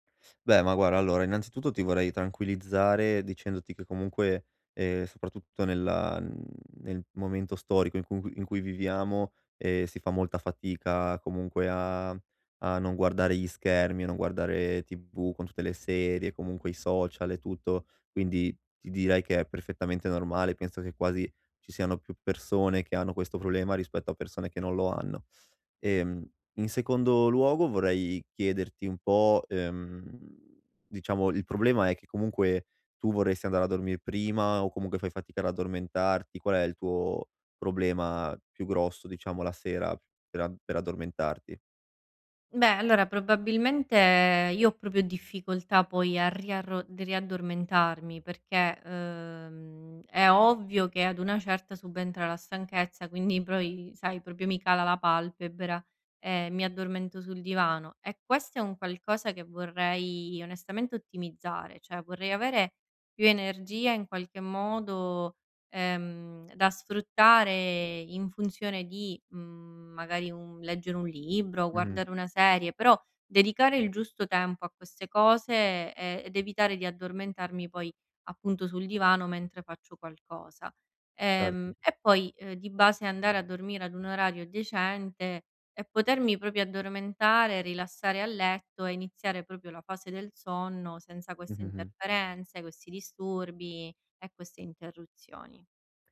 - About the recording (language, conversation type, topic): Italian, advice, Come posso spegnere gli schermi la sera per dormire meglio senza arrabbiarmi?
- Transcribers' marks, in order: "guarda" said as "guara"; "proprio" said as "propio"; "Cioè" said as "ceh"; "proprio" said as "propio"; "proprio" said as "propio"